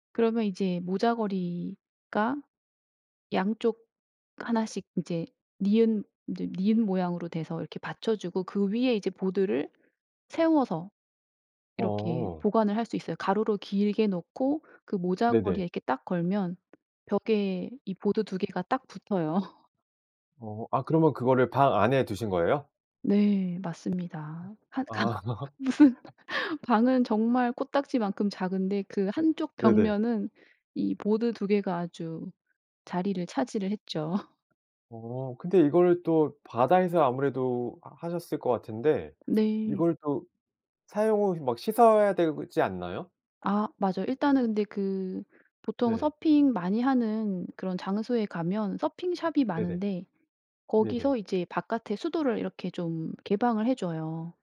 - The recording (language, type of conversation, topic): Korean, podcast, 작은 집에서도 더 편하게 생활할 수 있는 팁이 있나요?
- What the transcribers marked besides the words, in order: tapping; laugh; other background noise; laughing while speaking: "아"; laughing while speaking: "칸 무슨"; laugh; "되지" said as "되그지"